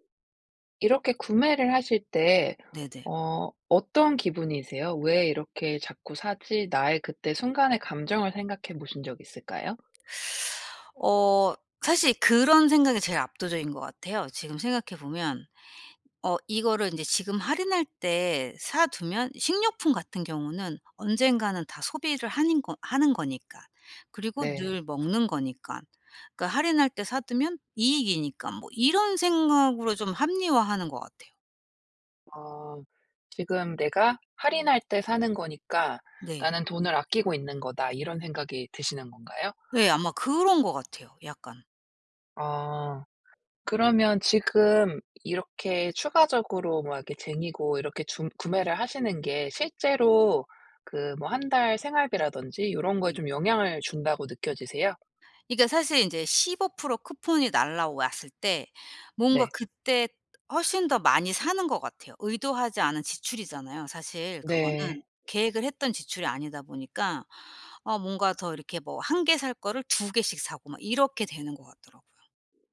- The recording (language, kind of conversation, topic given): Korean, advice, 세일 때문에 필요 없는 물건까지 사게 되는 습관을 어떻게 고칠 수 있을까요?
- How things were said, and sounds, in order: other background noise; tapping